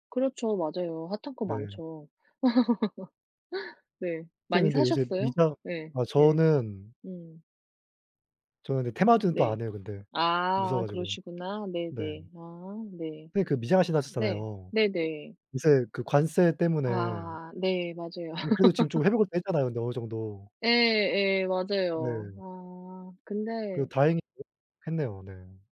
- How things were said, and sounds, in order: laugh; tapping; laugh
- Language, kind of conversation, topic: Korean, unstructured, 정치 이야기를 하면서 좋았던 경험이 있나요?